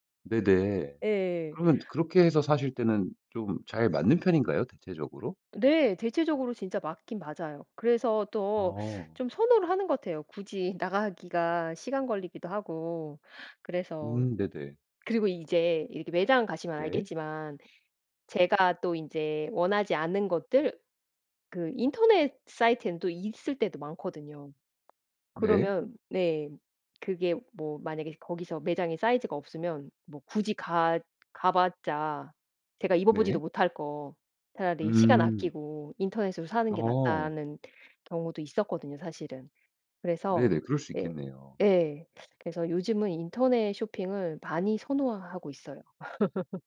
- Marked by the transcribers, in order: other background noise; laugh
- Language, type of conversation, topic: Korean, podcast, 스타일 영감은 보통 어디서 얻나요?